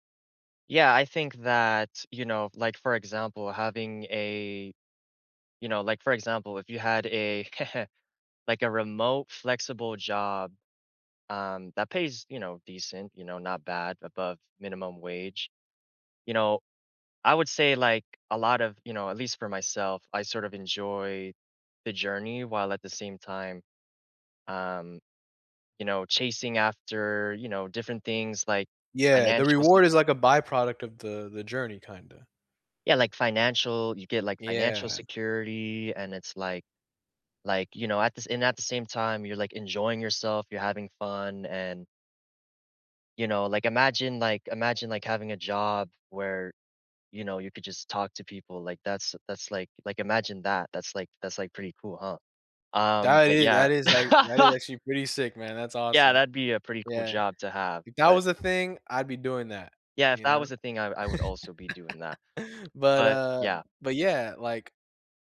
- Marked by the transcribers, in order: chuckle; laugh; other background noise; laugh
- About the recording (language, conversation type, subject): English, unstructured, How do you stay close to people while chasing your ambitions?